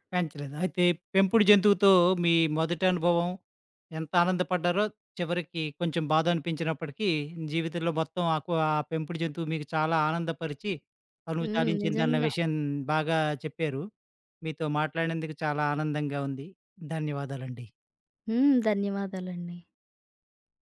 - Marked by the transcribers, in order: none
- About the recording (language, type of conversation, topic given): Telugu, podcast, పెంపుడు జంతువును మొదటిసారి పెంచిన అనుభవం ఎలా ఉండింది?